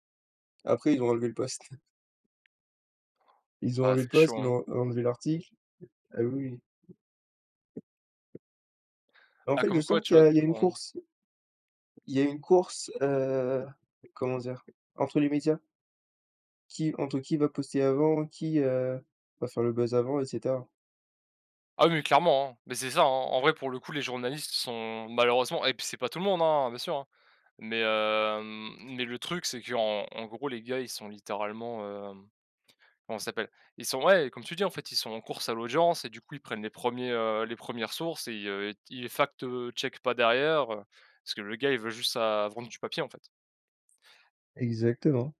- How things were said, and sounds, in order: tapping; chuckle
- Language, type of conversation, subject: French, unstructured, Comment la technologie peut-elle aider à combattre les fausses informations ?